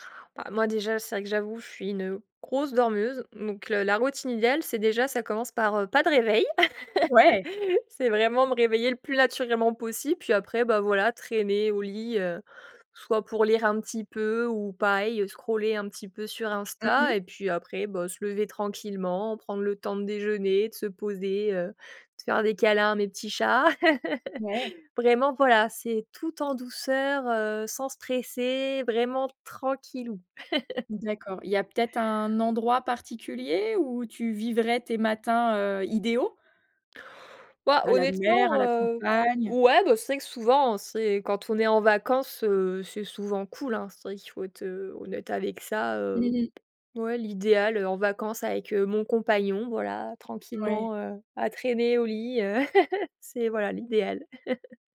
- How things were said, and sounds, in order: laugh; in English: "scroller"; laugh; chuckle; tapping; laugh; chuckle
- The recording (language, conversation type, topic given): French, podcast, Quelle est ta routine du matin, et comment ça se passe chez toi ?